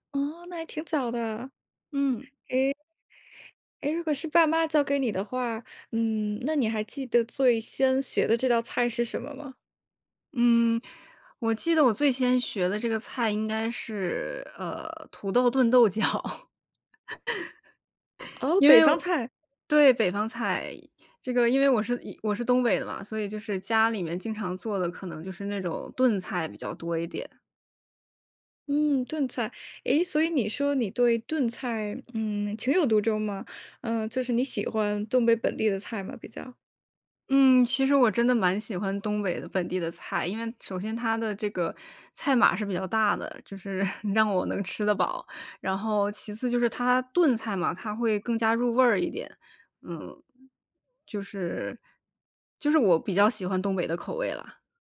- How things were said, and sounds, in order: laughing while speaking: "豆角"; laugh; joyful: "哦，北方菜"; chuckle
- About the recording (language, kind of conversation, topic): Chinese, podcast, 你能讲讲你最拿手的菜是什么，以及你是怎么做的吗？